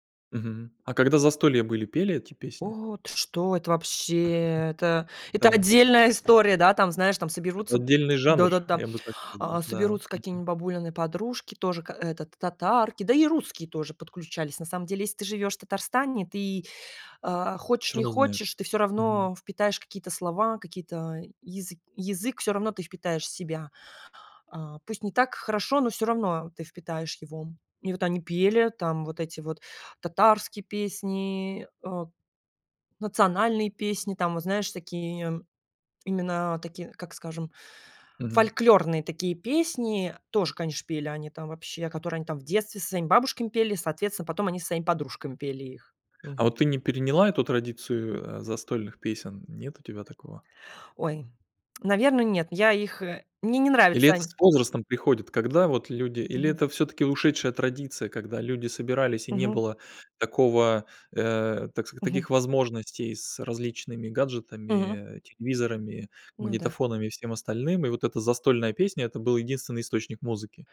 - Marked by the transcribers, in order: tapping; drawn out: "вообще!"; chuckle; tongue click; other background noise
- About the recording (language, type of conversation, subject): Russian, podcast, Какая песня у тебя ассоциируется с городом, в котором ты вырос(ла)?